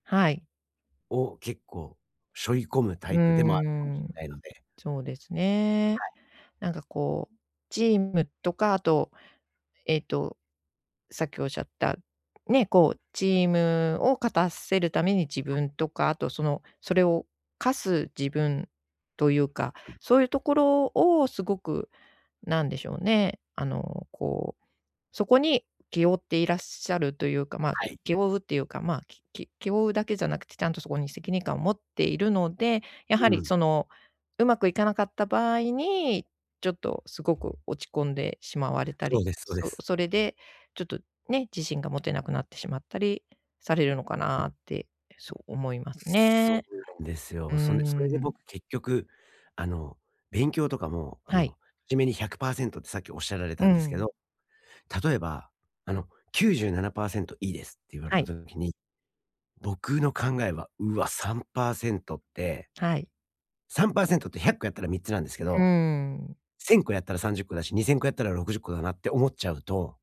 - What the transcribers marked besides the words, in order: tapping; other noise
- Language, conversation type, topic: Japanese, advice, 自分の能力に自信が持てない